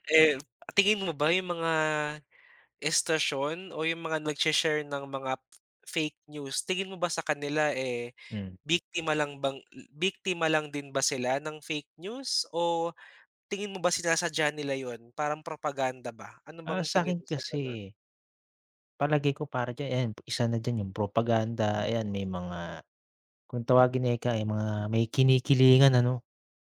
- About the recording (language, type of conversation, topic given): Filipino, podcast, Paano mo sinusuri kung totoo ang balitang nakikita mo sa internet?
- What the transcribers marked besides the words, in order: tapping